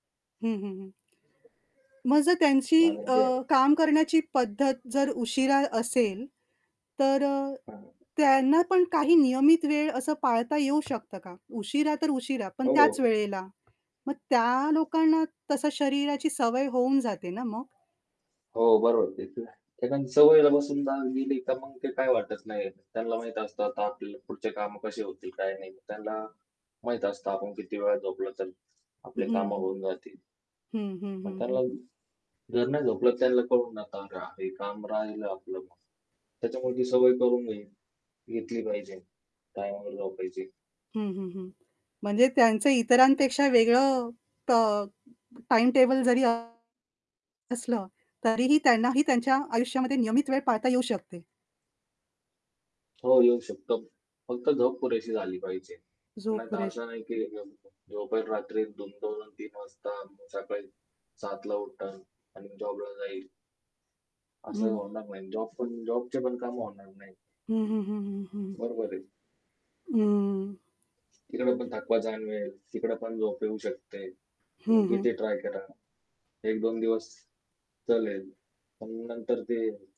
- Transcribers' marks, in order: other background noise; unintelligible speech; tapping; distorted speech; "त्यांना" said as "त्यान्ला"; unintelligible speech
- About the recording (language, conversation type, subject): Marathi, podcast, झोपेची नियमित वेळ ठेवल्याने काय फरक पडतो?